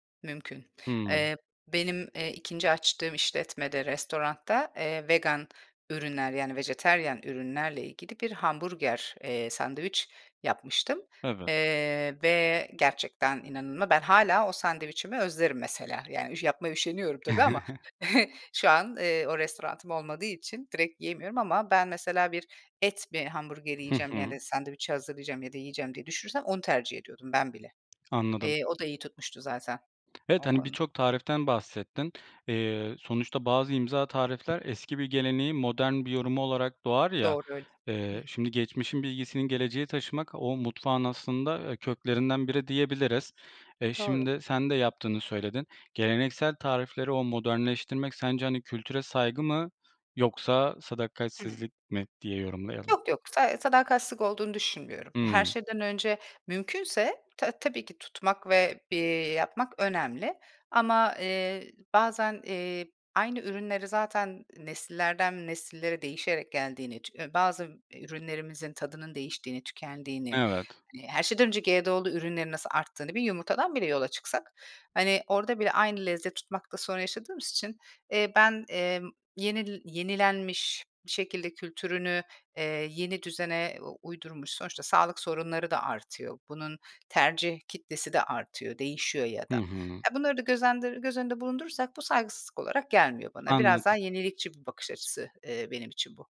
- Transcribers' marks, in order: tapping; chuckle; other background noise
- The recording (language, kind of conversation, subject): Turkish, podcast, Kendi imzanı taşıyacak bir tarif yaratmaya nereden başlarsın?